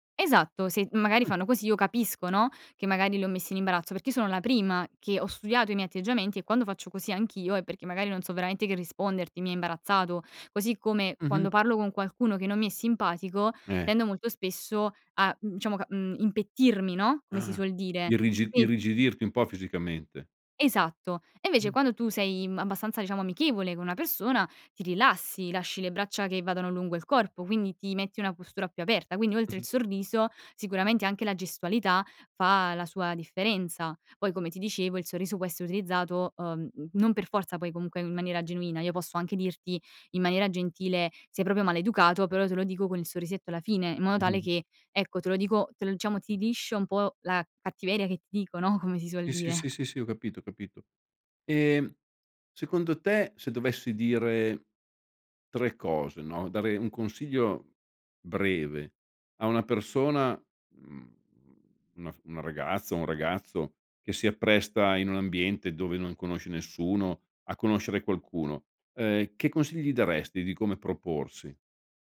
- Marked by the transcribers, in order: none
- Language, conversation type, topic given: Italian, podcast, Come può un sorriso cambiare un incontro?